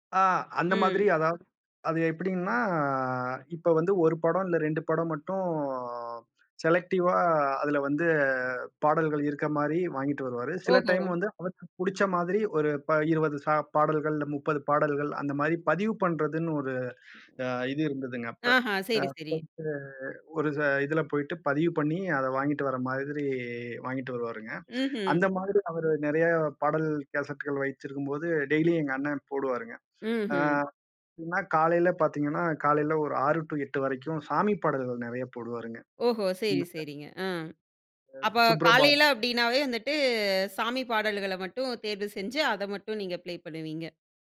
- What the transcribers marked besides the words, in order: drawn out: "எப்படின்னா"; drawn out: "மட்டும்"; in English: "செலெக்ட்டிவ்வா"; in English: "டைம்"; other background noise; unintelligible speech; tapping; alarm; in English: "கேசெட்டுகள்"; in English: "டெய்லி"; in English: "டு"; unintelligible speech; other noise; in English: "ப்லே"
- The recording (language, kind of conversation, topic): Tamil, podcast, பழைய நினைவுகளை மீண்டும் எழுப்பும் பாடல்பட்டியலை நீங்கள் எப்படி உருவாக்குகிறீர்கள்?